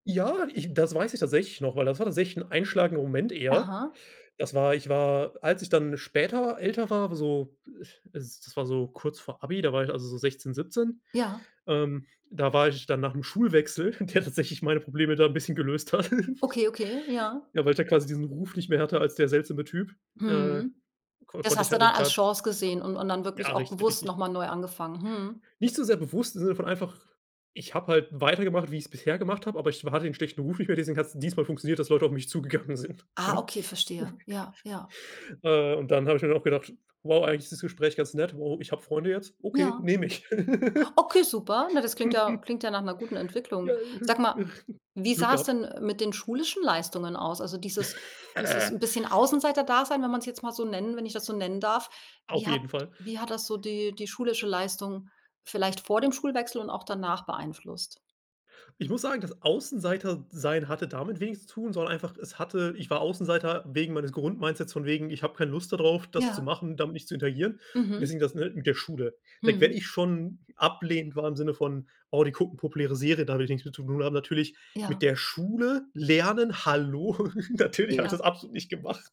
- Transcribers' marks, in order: laughing while speaking: "der tatsächlich"; chuckle; laughing while speaking: "zugegangen sind"; chuckle; laugh; unintelligible speech; other noise; chuckle
- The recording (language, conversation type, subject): German, podcast, Was würdest du deinem jüngeren Schul-Ich raten?